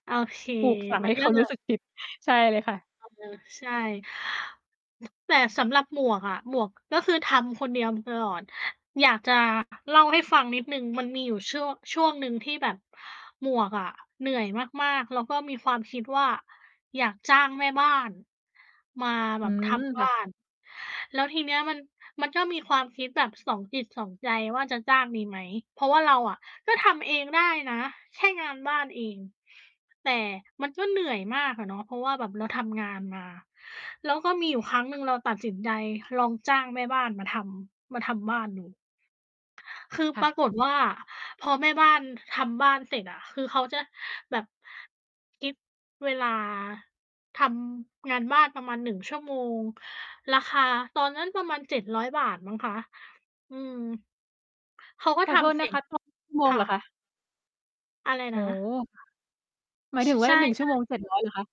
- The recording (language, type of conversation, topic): Thai, unstructured, คุณรู้สึกอย่างไรเมื่อคนในบ้านไม่ช่วยทำงานบ้าน?
- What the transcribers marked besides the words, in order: laughing while speaking: "ปลูกฝังให้เขารู้สึกผิด"; distorted speech; other noise